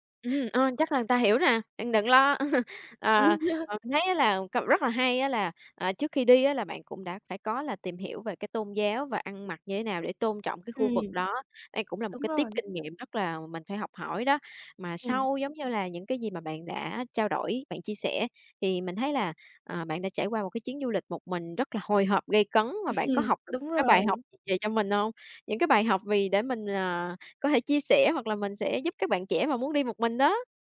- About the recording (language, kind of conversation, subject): Vietnamese, podcast, Bạn đã từng đi du lịch một mình chưa, và cảm giác của bạn khi đó ra sao?
- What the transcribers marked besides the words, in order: chuckle; chuckle